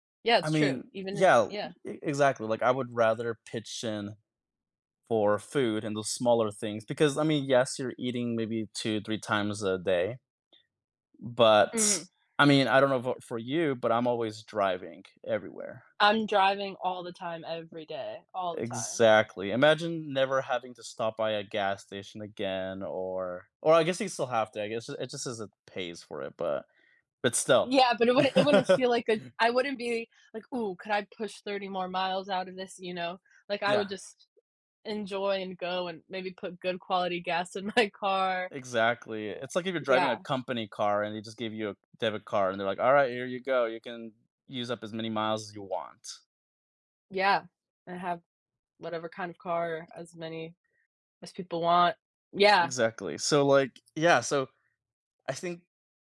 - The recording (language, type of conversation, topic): English, unstructured, How do you decide between spending on travel or enjoying meals out when thinking about what brings you more happiness?
- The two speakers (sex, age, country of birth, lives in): female, 25-29, United States, United States; male, 20-24, United States, United States
- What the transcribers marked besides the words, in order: tapping; other background noise; laugh; laughing while speaking: "my"